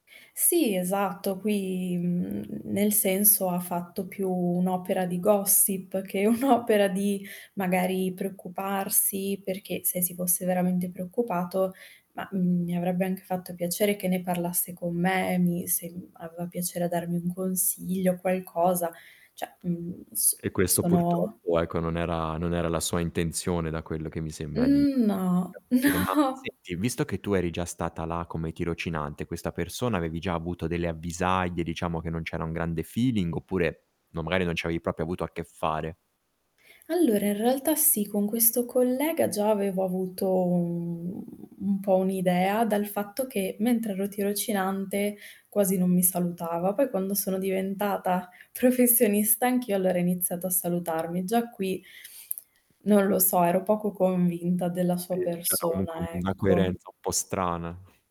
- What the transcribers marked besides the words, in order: static; laughing while speaking: "un'opera"; distorted speech; tapping; "cioè" said as "ceh"; laughing while speaking: "no"; in English: "feeling"; "proprio" said as "propio"; drawn out: "un"; laughing while speaking: "professionista"
- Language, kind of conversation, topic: Italian, podcast, Che cosa rende una relazione professionale davvero utile e duratura?